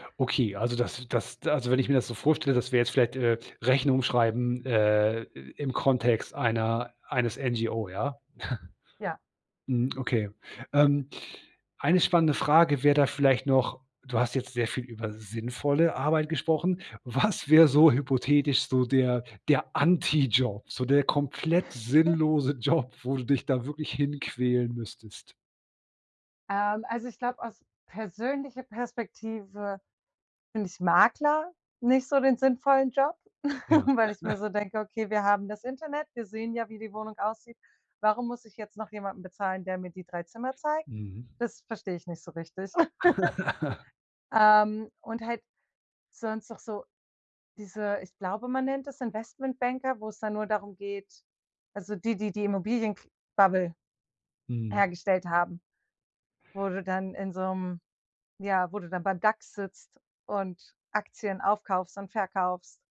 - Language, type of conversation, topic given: German, podcast, Was bedeutet sinnvolles Arbeiten für dich?
- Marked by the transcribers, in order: chuckle; laughing while speaking: "Was"; chuckle; laughing while speaking: "Job"; chuckle; chuckle; chuckle